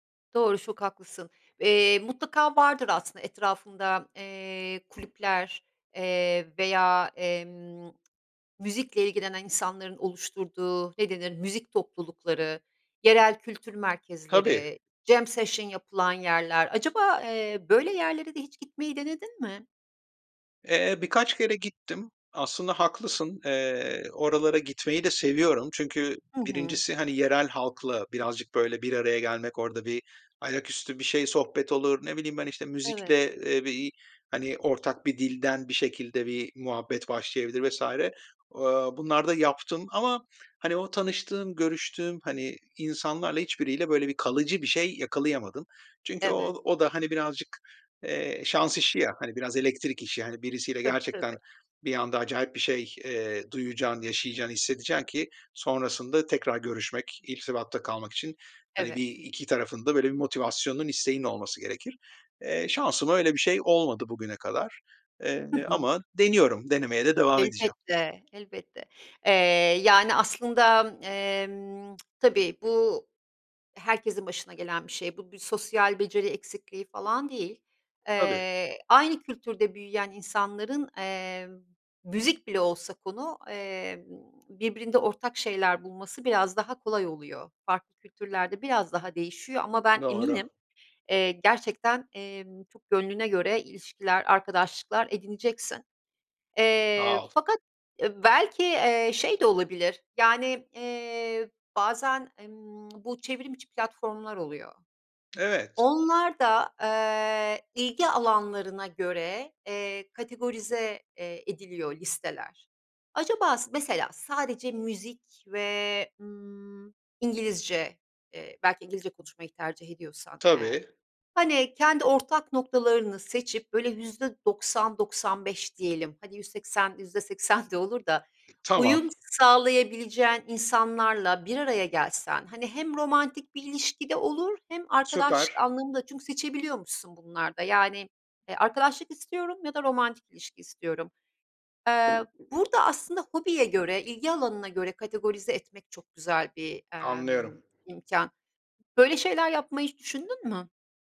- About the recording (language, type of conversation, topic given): Turkish, advice, Eşim zor bir dönemden geçiyor; ona duygusal olarak nasıl destek olabilirim?
- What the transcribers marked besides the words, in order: lip smack; in English: "jam session"; tsk; other background noise; lip smack; tapping